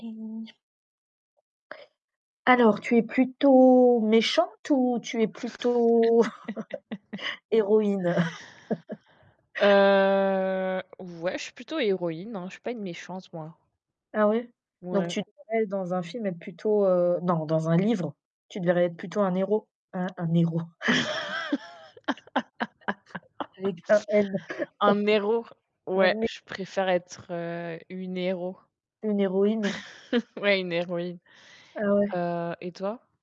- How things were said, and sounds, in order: other background noise; laugh; chuckle; drawn out: "Heu"; distorted speech; tapping; laugh; laugh; laughing while speaking: "Avec un N"; chuckle; chuckle
- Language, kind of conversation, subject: French, unstructured, Préféreriez-vous être le héros d’un livre ou le méchant d’un film ?